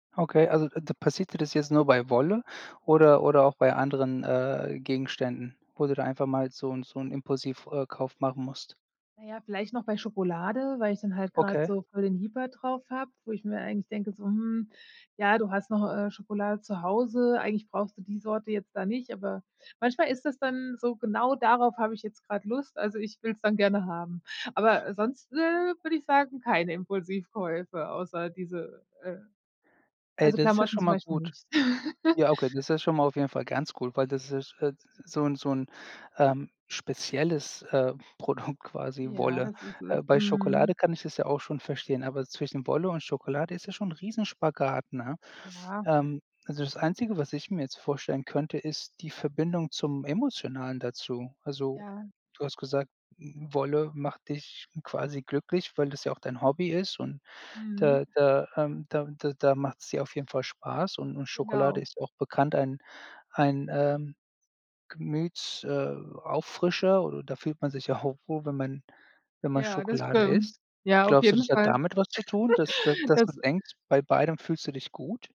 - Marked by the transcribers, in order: stressed: "die"; chuckle; unintelligible speech; laughing while speaking: "Produkt"; laughing while speaking: "auch"; giggle
- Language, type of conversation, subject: German, advice, Warum kaufe ich trotz Sparvorsatz immer wieder impulsiv ein?